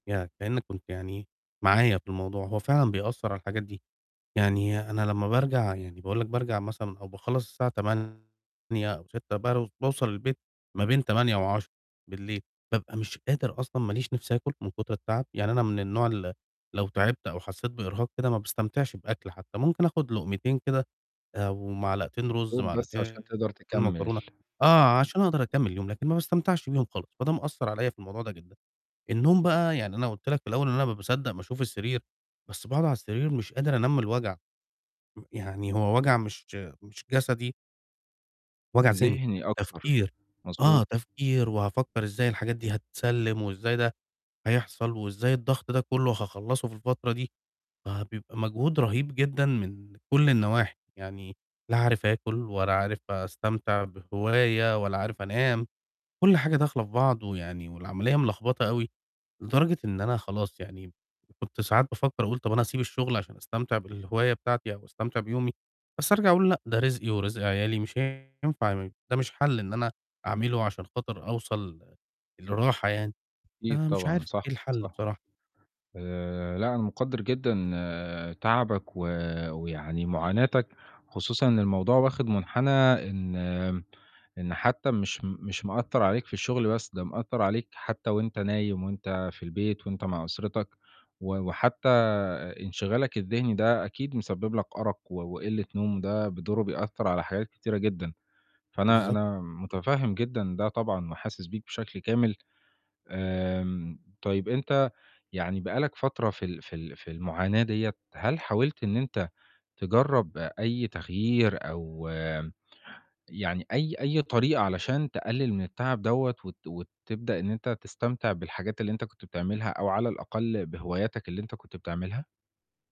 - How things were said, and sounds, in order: distorted speech; "هاخلّصه" said as "خاخلّصه"
- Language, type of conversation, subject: Arabic, advice, إزاي أتعامل مع الإحساس بالإرهاق المستمر وإنّي مش قادر أستمتع بهواياتي؟